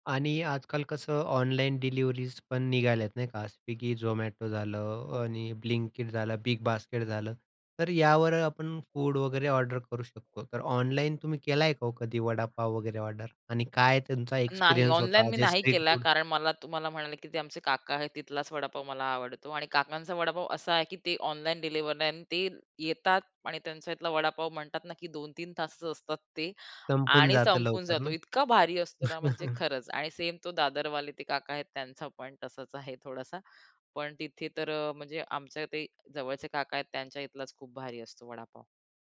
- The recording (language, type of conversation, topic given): Marathi, podcast, तुम्हाला सर्वांत आवडणारे रस्त्यावरचे खाद्यपदार्थ कोणते, आणि ते तुम्हाला का आवडतात?
- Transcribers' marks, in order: other noise; chuckle